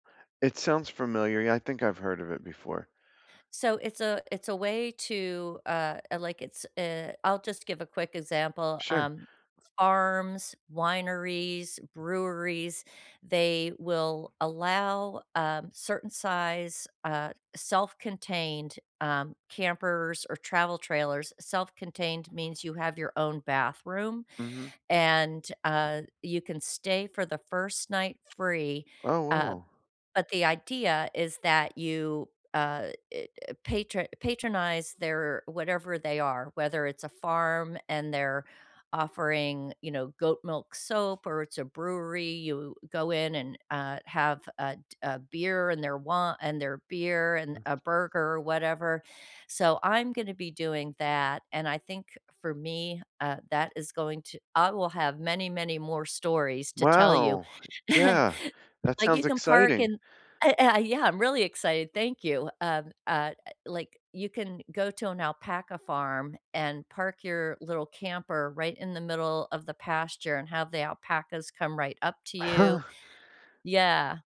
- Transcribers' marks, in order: other background noise; unintelligible speech; laugh
- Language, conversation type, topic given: English, unstructured, What’s a travel story you love telling?